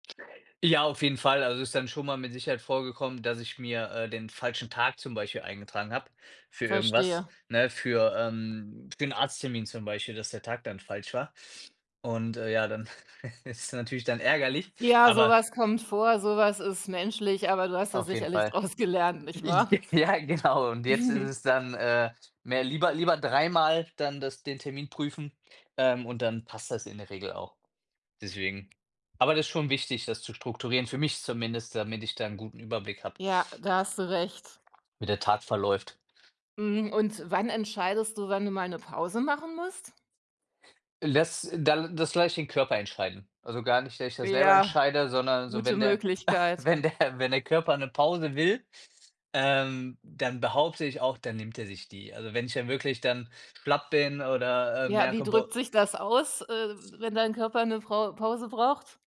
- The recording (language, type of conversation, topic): German, podcast, Wie organisierst du deine Hobbys neben Arbeit oder Schule?
- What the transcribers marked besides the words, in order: laughing while speaking: "ist es"; other background noise; laughing while speaking: "draus"; laughing while speaking: "ja, genau"; chuckle; laughing while speaking: "wenn der"